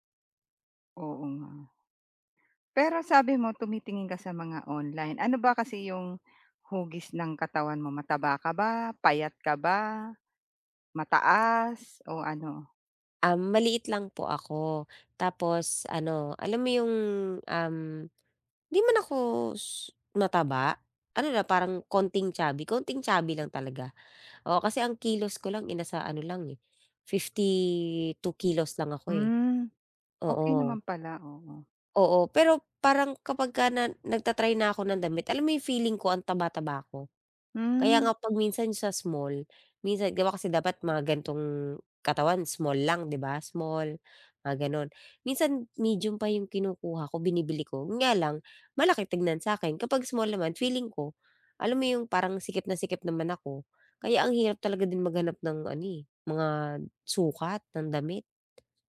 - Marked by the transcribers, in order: other background noise; tapping
- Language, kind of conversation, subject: Filipino, advice, Paano ko matutuklasan ang sarili kong estetika at panlasa?